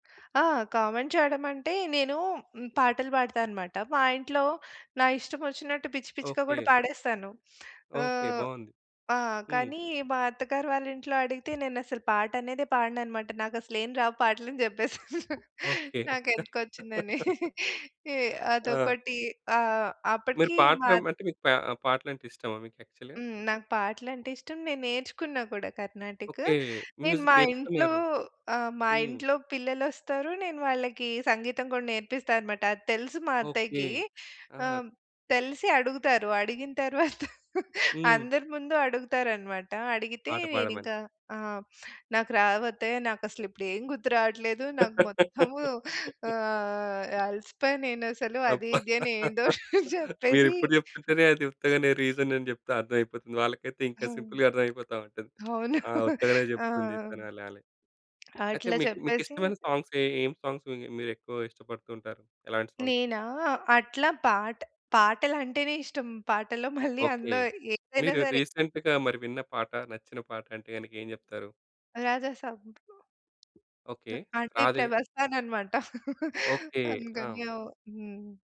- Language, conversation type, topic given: Telugu, podcast, ప్రజల ప్రతిస్పందన భయం కొత్తగా ప్రయత్నించడంలో ఎంతవరకు అడ్డంకి అవుతుంది?
- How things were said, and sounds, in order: in English: "కామెంట్"; other background noise; laugh; laughing while speaking: "నాకెందుకొచ్చిందని"; in English: "యాక్చల్‌గా?"; in English: "మ్యూజిక్"; laugh; laugh; laughing while speaking: "అబ్బా!"; laughing while speaking: "ఏందో జెప్పేసి"; in English: "సింపుల్‌గా"; tapping; chuckle; in English: "సాంగ్స్"; other noise; in English: "సాంగ్స్"; laughing while speaking: "మళ్ళీ"; in English: "రీసెంట్‌గా"; laugh